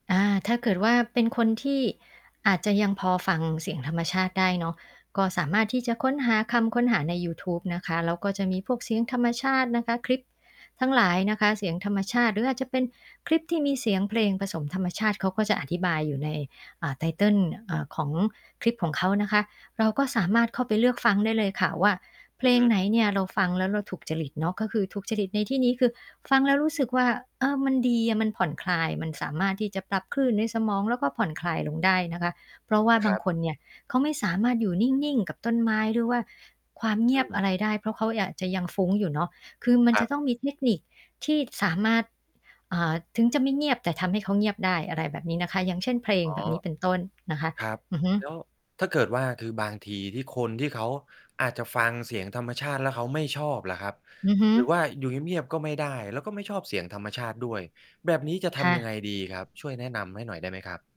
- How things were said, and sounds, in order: distorted speech; static
- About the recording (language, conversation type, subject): Thai, podcast, คุณมีเทคนิคเงียบๆ อะไรบ้างที่ช่วยให้ฟังเสียงในใจตัวเองได้ดีขึ้น?